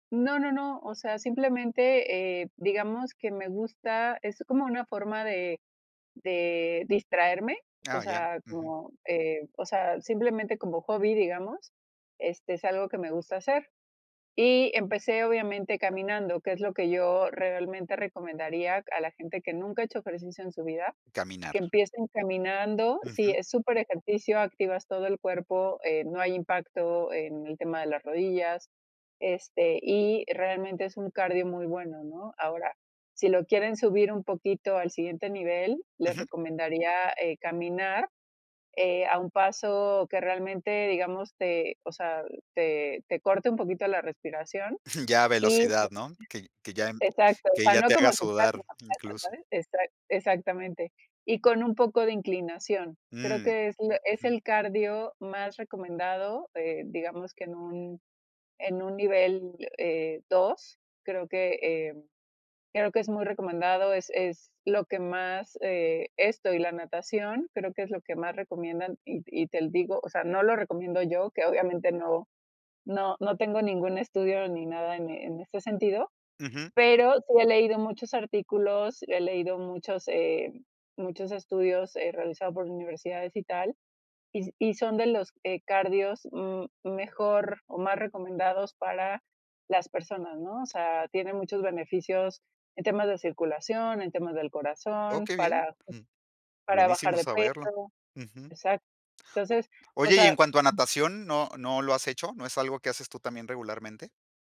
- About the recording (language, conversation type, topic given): Spanish, podcast, ¿Qué ejercicios básicos recomiendas para empezar a entrenar?
- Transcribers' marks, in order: unintelligible speech; unintelligible speech; other noise